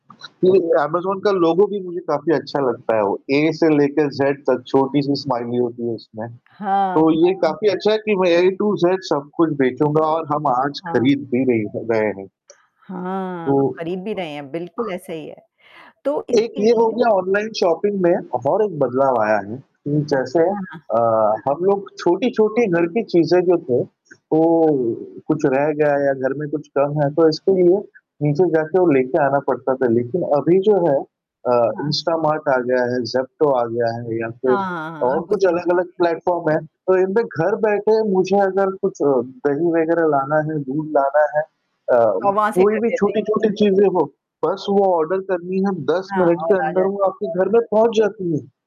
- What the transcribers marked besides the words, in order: static; other background noise; in English: "लोगो"; in English: "स्माइली"; distorted speech; in English: "टू"; in English: "शॉपिंग"; tapping; in English: "प्लेटफॉर्म"; in English: "ऑर्डर"
- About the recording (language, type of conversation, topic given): Hindi, unstructured, क्या आपको लगता है कि ऑनलाइन खरीदारी ने आपकी खरीदारी की आदतों में बदलाव किया है?
- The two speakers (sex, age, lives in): female, 50-54, United States; male, 35-39, India